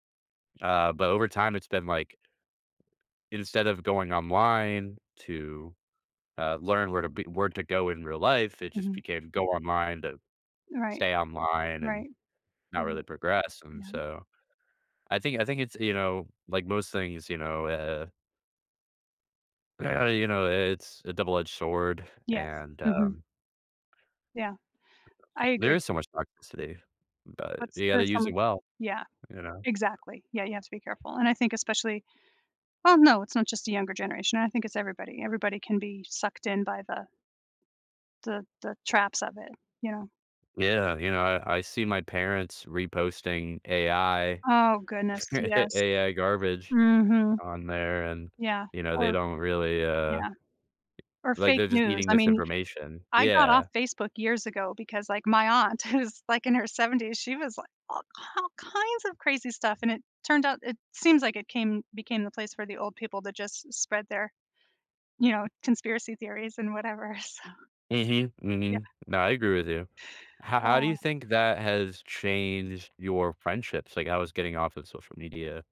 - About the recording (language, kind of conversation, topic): English, unstructured, What are some meaningful ways to build new friendships as your life changes?
- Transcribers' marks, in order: tapping; background speech; other background noise; chuckle; laughing while speaking: "who's"